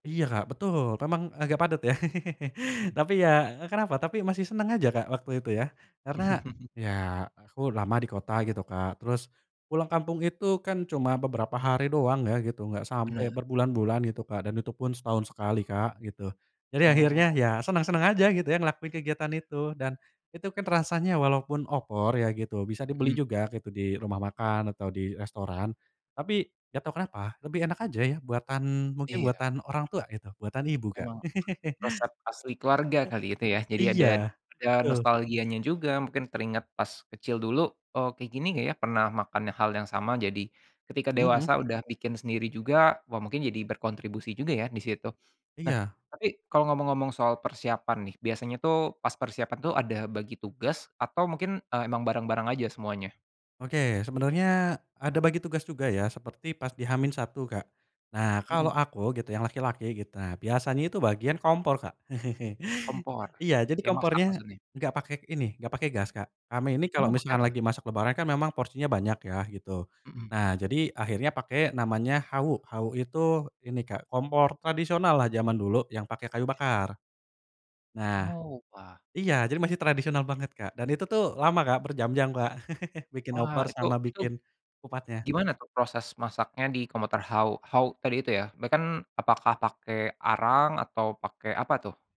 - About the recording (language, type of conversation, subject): Indonesian, podcast, Bagaimana tradisi makan keluarga Anda saat mudik atau pulang kampung?
- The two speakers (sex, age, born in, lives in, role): male, 25-29, Indonesia, Indonesia, guest; male, 25-29, Indonesia, Indonesia, host
- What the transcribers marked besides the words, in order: laugh; chuckle; laugh; chuckle; unintelligible speech; chuckle; unintelligible speech